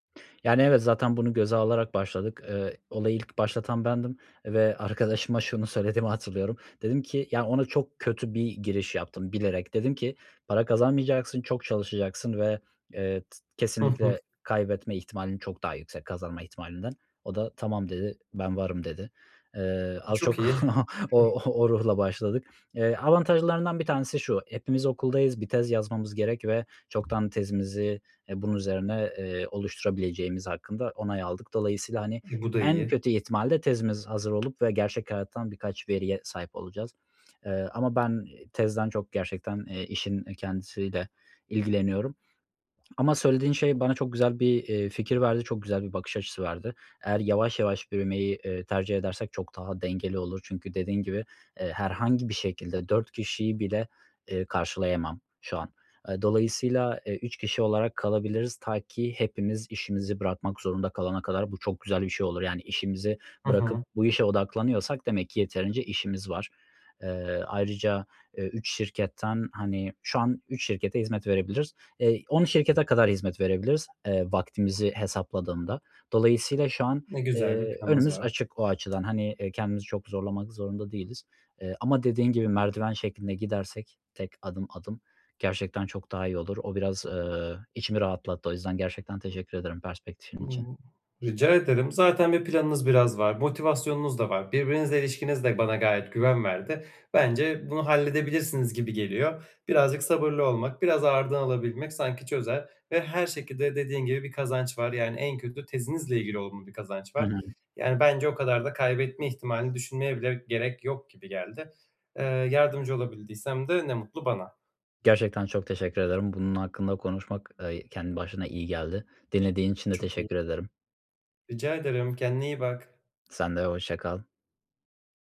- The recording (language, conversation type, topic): Turkish, advice, Kaynakları işimde daha verimli kullanmak için ne yapmalıyım?
- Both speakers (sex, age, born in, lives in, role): male, 25-29, Turkey, Germany, advisor; male, 25-29, Turkey, Germany, user
- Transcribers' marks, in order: tapping; laughing while speaking: "o o ruhla başladık"; swallow